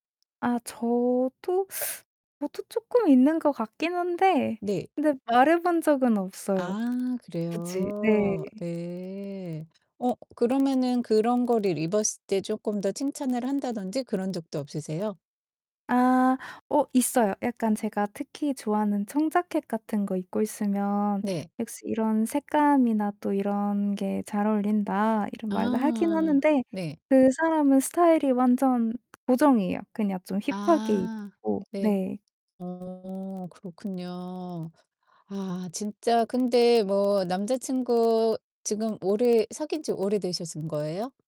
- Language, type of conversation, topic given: Korean, advice, 외모나 스타일로 자신을 표현할 때 어떤 점에서 고민이 생기나요?
- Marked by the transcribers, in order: teeth sucking; static; tapping; distorted speech; "오래되신" said as "오래되셨은"